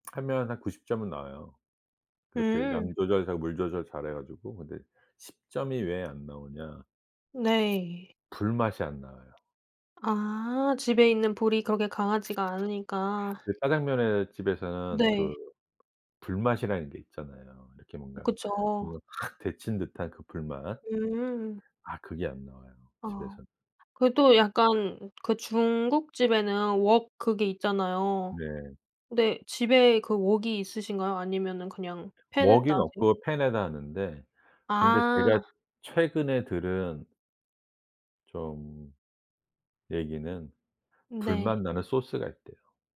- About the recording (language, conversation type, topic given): Korean, podcast, 함께 만들면 더 맛있어지는 음식이 있나요?
- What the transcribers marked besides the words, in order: tapping; other background noise